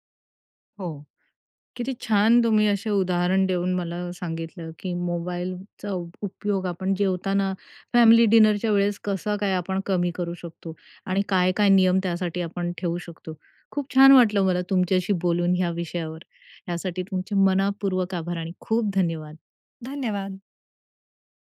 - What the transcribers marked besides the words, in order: in English: "डिनरच्या"
- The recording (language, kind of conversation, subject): Marathi, podcast, कुटुंबीय जेवणात मोबाईल न वापरण्याचे नियम तुम्ही कसे ठरवता?